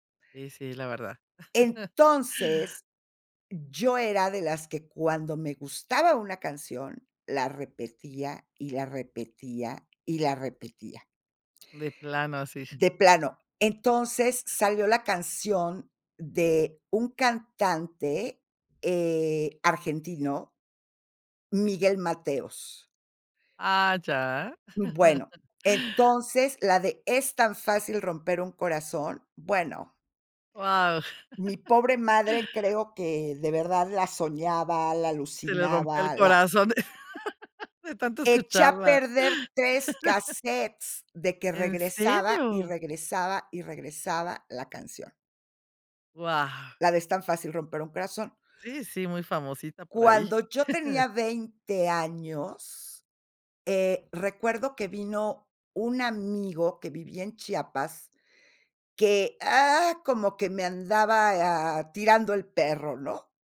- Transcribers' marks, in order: chuckle; chuckle; chuckle; laugh; laugh; surprised: "¿En serio?"; chuckle
- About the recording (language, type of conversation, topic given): Spanish, podcast, ¿Qué objeto físico, como un casete o una revista, significó mucho para ti?